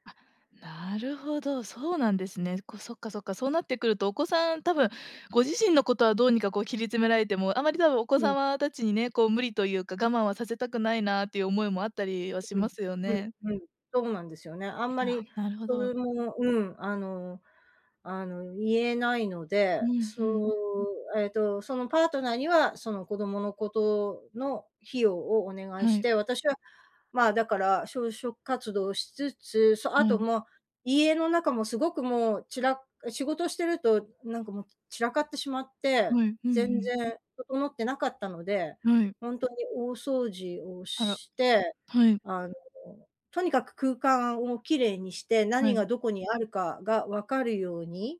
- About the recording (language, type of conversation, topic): Japanese, advice, 失業によって収入と生活が一変し、不安が強いのですが、どうすればよいですか？
- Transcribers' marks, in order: other background noise